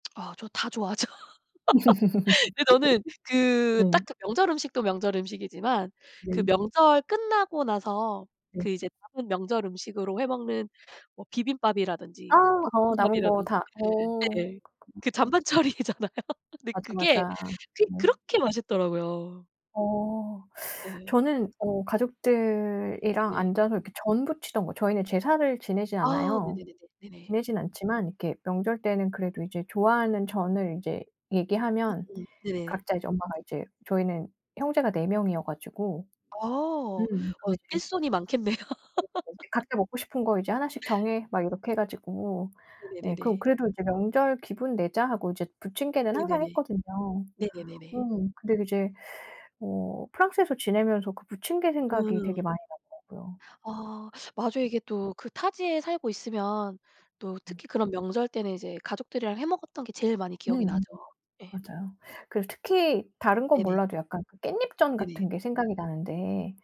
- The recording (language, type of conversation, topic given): Korean, unstructured, 명절이 되면 가장 기대되는 문화는 무엇인가요?
- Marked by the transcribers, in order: laughing while speaking: "좋아하죠"; laugh; other background noise; unintelligible speech; laughing while speaking: "처리잖아요"; laughing while speaking: "많겠네요"; unintelligible speech; laugh; tapping